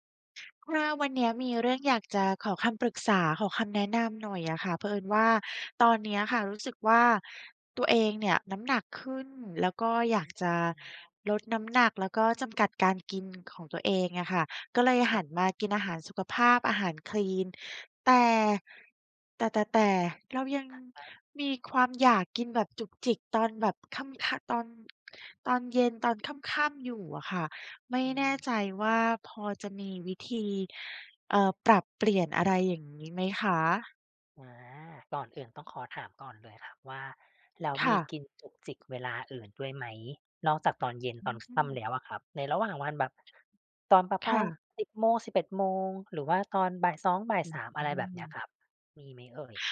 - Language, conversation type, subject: Thai, advice, ทำอย่างไรดีเมื่อพยายามกินอาหารเพื่อสุขภาพแต่ชอบกินจุกจิกตอนเย็น?
- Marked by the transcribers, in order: tapping; other background noise